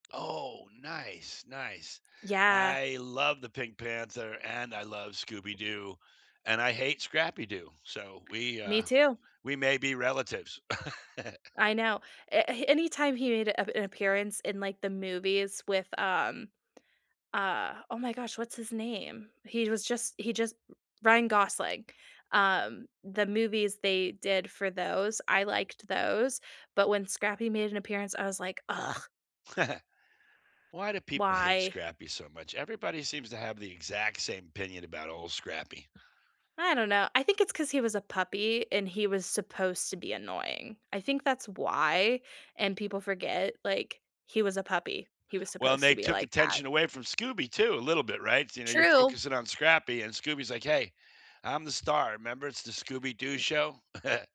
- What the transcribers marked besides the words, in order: tapping; chuckle; disgusted: "Ugh"; chuckle; chuckle
- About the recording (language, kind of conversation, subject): English, unstructured, Which childhood cartoons still make you smile, and what memories do you love sharing about them?
- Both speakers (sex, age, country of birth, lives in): female, 30-34, United States, United States; male, 60-64, United States, United States